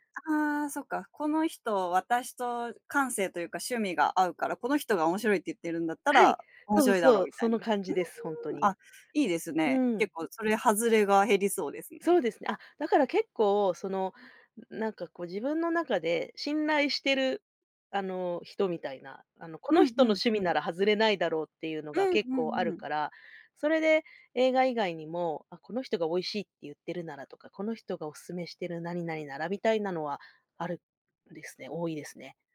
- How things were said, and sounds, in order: other noise
- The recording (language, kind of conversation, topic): Japanese, podcast, 普段、SNSの流行にどれくらい影響されますか？
- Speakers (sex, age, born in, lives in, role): female, 30-34, Japan, Japan, host; female, 40-44, Japan, Japan, guest